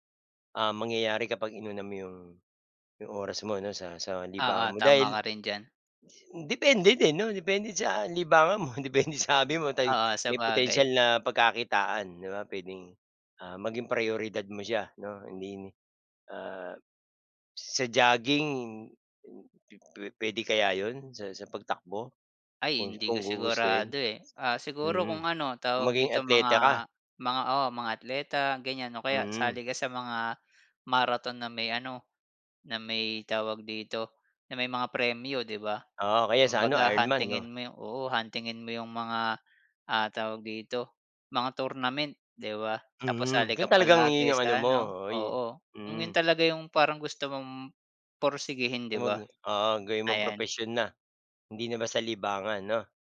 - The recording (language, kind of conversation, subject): Filipino, unstructured, Paano mo ginagamit ang libangan mo para mas maging masaya?
- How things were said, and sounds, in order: laughing while speaking: "mo depende sa hobby mo"